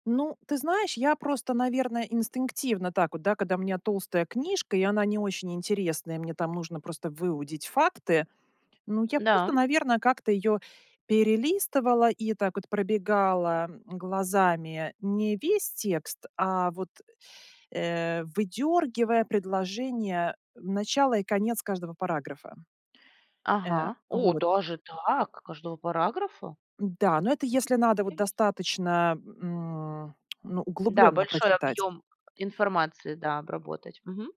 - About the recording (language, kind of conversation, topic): Russian, podcast, Как выжимать суть из длинных статей и книг?
- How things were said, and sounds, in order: other background noise